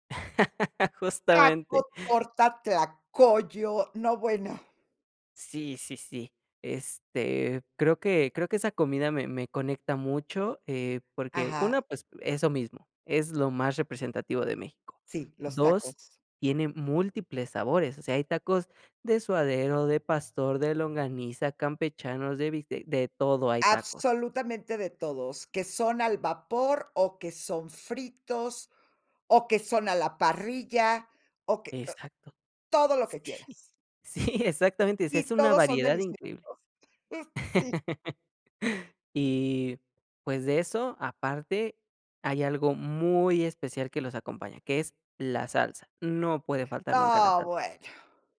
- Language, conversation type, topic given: Spanish, podcast, ¿Qué comida te conecta con tus raíces?
- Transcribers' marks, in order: laugh; laughing while speaking: "sí sí"; laughing while speaking: "deliciosos. Sí"; laugh